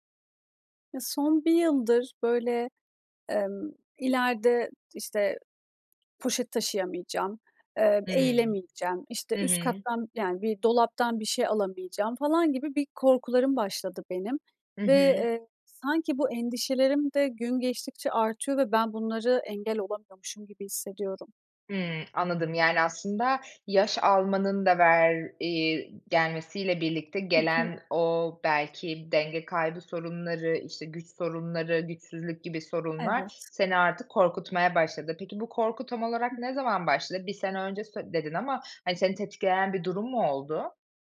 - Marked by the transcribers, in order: none
- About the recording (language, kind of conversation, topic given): Turkish, advice, Yaşlanma nedeniyle güç ve dayanıklılık kaybetmekten korkuyor musunuz?